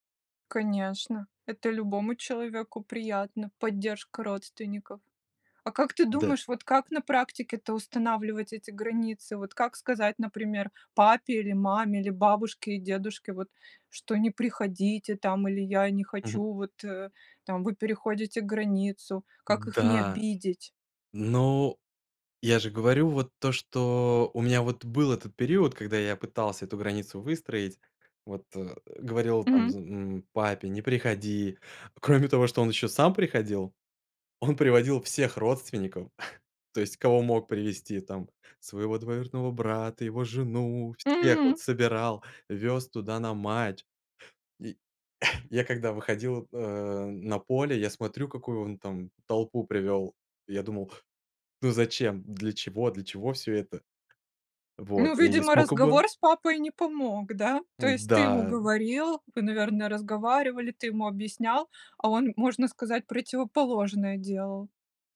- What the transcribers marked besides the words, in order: tapping; other background noise; chuckle; chuckle
- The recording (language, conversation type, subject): Russian, podcast, Как на практике устанавливать границы с назойливыми родственниками?